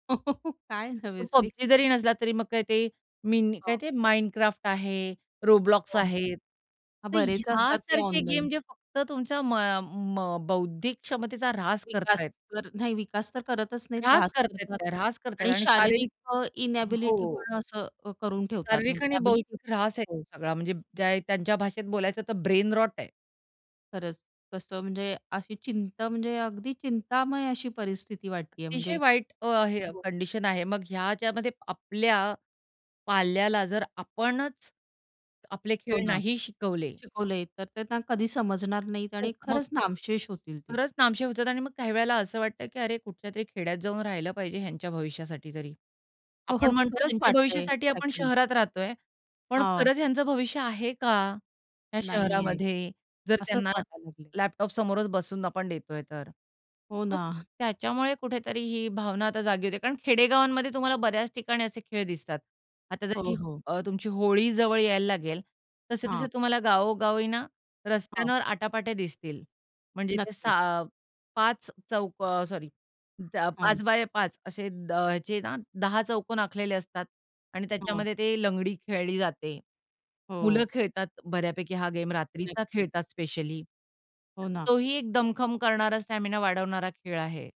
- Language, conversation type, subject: Marathi, podcast, तुम्हाला सर्वात आवडणारा सांस्कृतिक खेळ कोणता आहे आणि तो आवडण्यामागे कारण काय आहे?
- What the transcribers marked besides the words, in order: laughing while speaking: "हो, काय नवेसे?"; tapping; in English: "इनॅबिलिटी"; in English: "ब्रेनरॉट"; laughing while speaking: "हो, हो"; in English: "एक्झॅक्टली"; chuckle; other background noise